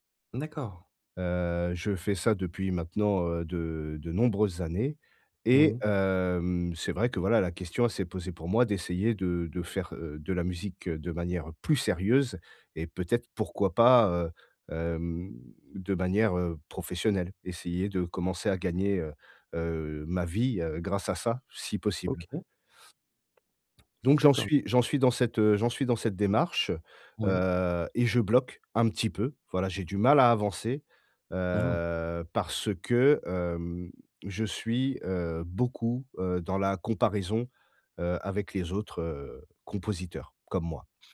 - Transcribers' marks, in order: tapping; other background noise
- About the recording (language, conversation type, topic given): French, advice, Comment puis-je baisser mes attentes pour avancer sur mon projet ?